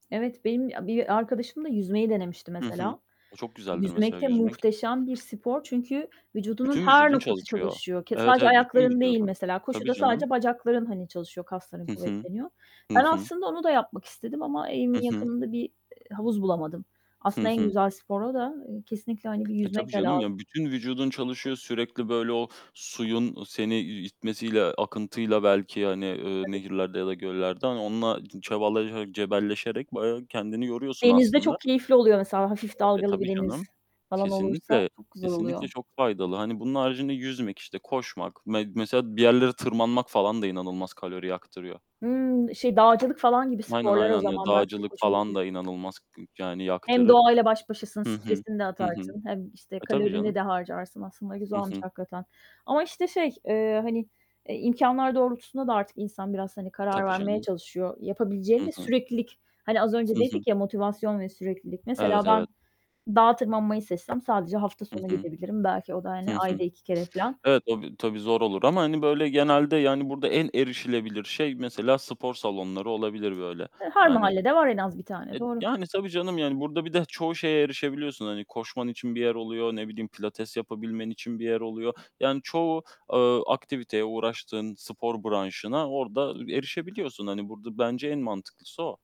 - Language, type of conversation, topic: Turkish, unstructured, Kilo vermeye en çok hangi sporlar yardımcı olur?
- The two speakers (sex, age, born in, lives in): female, 45-49, Turkey, Spain; male, 20-24, Turkey, Poland
- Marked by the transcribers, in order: mechanical hum; other background noise; distorted speech; static; tapping